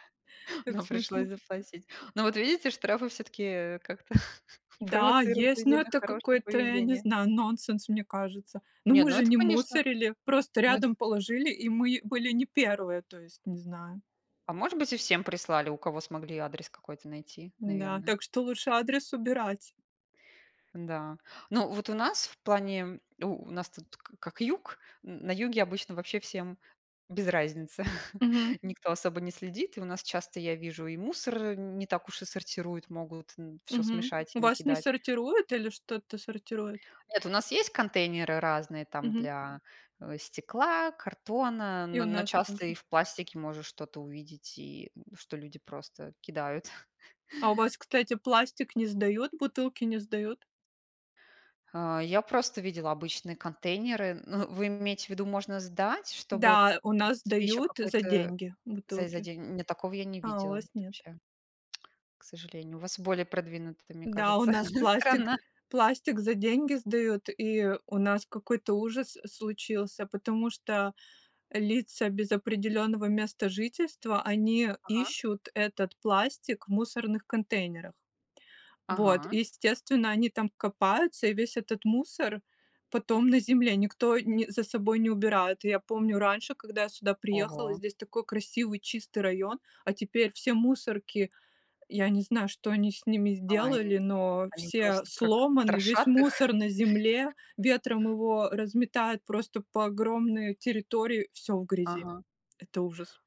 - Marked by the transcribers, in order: chuckle; laugh; chuckle; chuckle; tapping; tsk; chuckle
- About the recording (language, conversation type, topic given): Russian, unstructured, Почему люди не убирают за собой в общественных местах?
- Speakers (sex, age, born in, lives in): female, 35-39, Russia, Netherlands; female, 40-44, Russia, Italy